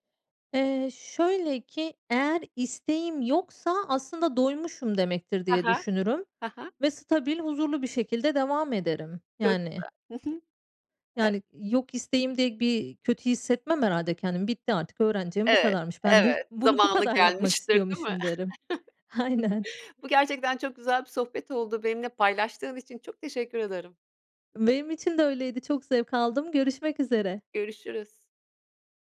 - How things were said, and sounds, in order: joyful: "Ben de bunu bu kadar yapmak istiyormuşum, derim. Aynen"; chuckle; other background noise
- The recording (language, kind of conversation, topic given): Turkish, podcast, İş değiştirmeye karar verirken seni en çok ne düşündürür?